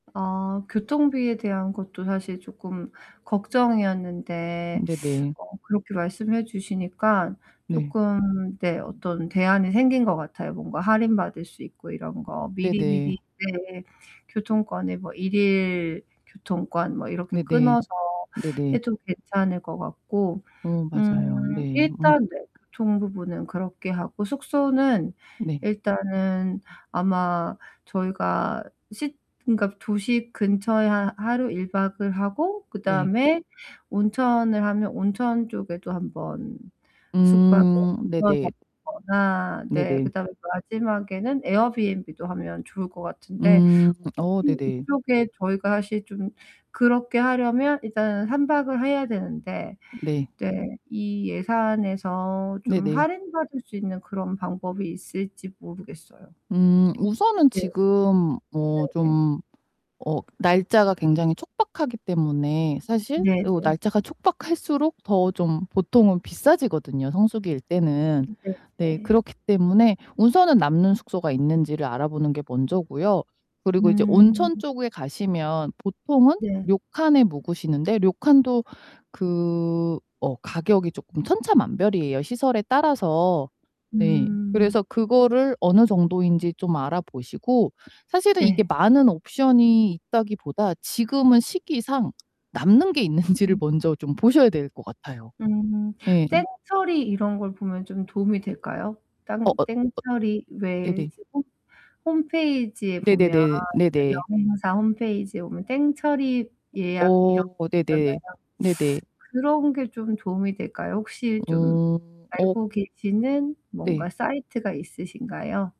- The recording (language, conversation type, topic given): Korean, advice, 예산에 맞춰 휴가를 계획하려면 어디서부터 어떻게 시작하면 좋을까요?
- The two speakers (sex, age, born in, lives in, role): female, 40-44, South Korea, United States, user; female, 45-49, South Korea, United States, advisor
- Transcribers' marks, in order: other background noise; distorted speech; tapping; laughing while speaking: "있는지를"